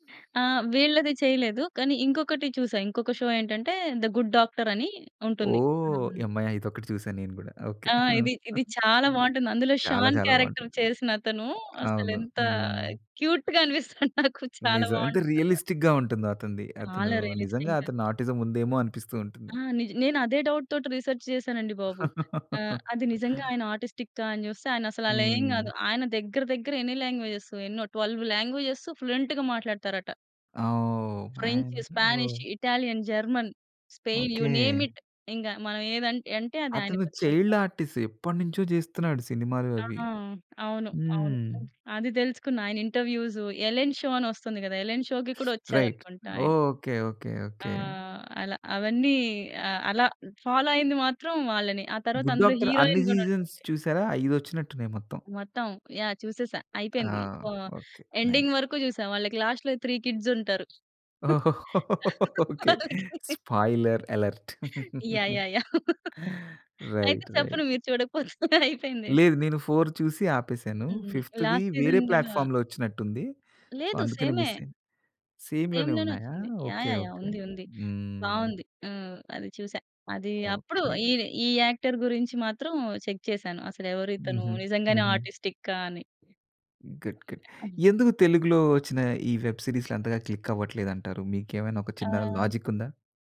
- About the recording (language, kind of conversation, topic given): Telugu, podcast, ఇప్పటివరకు మీరు బింగే చేసి చూసిన ధారావాహిక ఏది, ఎందుకు?
- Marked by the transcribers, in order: in English: "షో"; "హమ్మయ్య!" said as "యమ్మయ్య!"; giggle; in English: "క్యారెక్టర్"; in English: "క్యూట్‌గా"; laughing while speaking: "అనిపిస్తుంది నాకు"; in English: "రియలిస్టిక్‌గా"; in English: "రియలిస్టిక్‌గా"; in English: "ఆటిజం"; in English: "రిసర్చ్"; laugh; in English: "ఆటిస్టికా"; in English: "లాంగ్వేజెస్"; in English: "ట్వెల్వ్ లాంగ్వేజ‌స్ ఫ్లూయెంట్‌గా"; in English: "మ్యాన్"; in English: "యూ నేమ్ ఇట్"; in English: "చైల్డ్ ఆర్టిస్టు"; other background noise; in English: "రైట్"; in English: "సీజన్స్"; in English: "నైస్"; in English: "ఎండింగ్"; in English: "లాస్ట్‌లో"; laughing while speaking: "ఓహో! ఓకే. స్పాయిలర్ అలర్ట్"; in English: "కిడ్స్"; in English: "స్పాయిలర్ అలర్ట్. రైట్ రైట్"; laughing while speaking: "వాళ్ళకి"; laughing while speaking: "అయితే చెప్పను మీరు చూడకపోతే అయిపోయింది"; in English: "ప్లాట్‌ఫార్మ్‌లో"; in English: "లాస్ట్ సీజన్"; in English: "సో"; in English: "మిస్"; in English: "సేమ్"; in English: "సేమ్"; in English: "చెక్"; in English: "ఆర్టిస్టికా"; in English: "గుడ్ గుడ్"; in English: "క్లిక్"; tapping; in English: "లాజిక్"